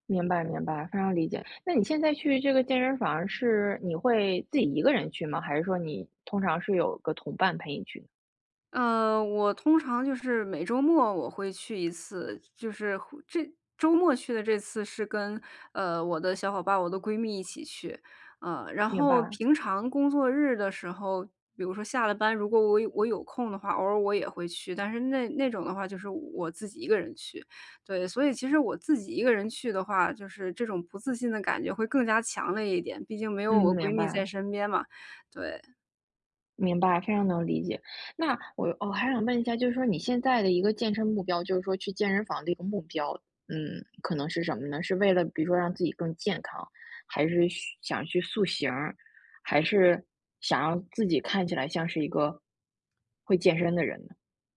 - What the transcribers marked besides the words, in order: other background noise
- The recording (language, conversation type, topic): Chinese, advice, 如何在健身时建立自信？